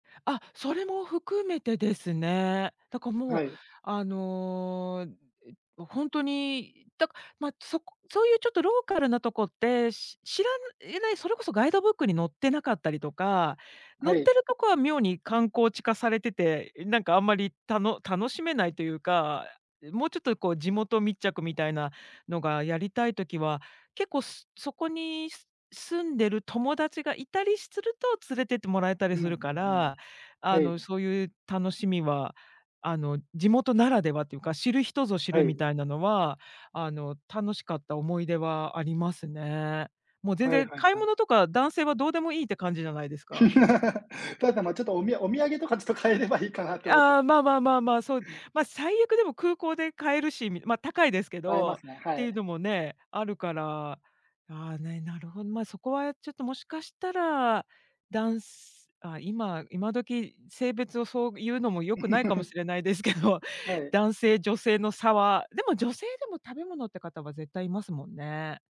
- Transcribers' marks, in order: tapping; laugh; laughing while speaking: "買えればいいかな"; unintelligible speech; other background noise; laugh; laughing while speaking: "ですけど"
- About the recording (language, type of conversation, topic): Japanese, unstructured, 旅行に行くとき、何を一番楽しみにしていますか？